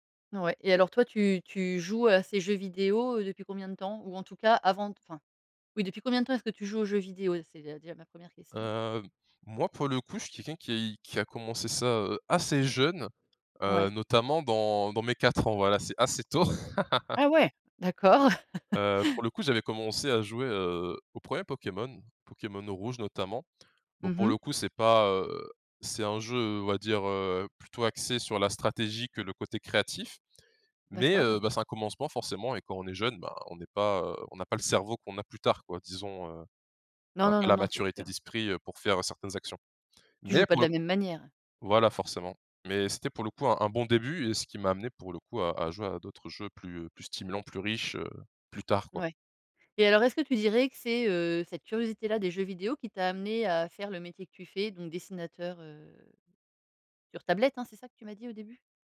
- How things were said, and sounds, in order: other background noise; laugh; tapping; drawn out: "heu"
- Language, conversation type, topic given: French, podcast, Peux-tu me parler de l’un de tes passe-temps créatifs préférés ?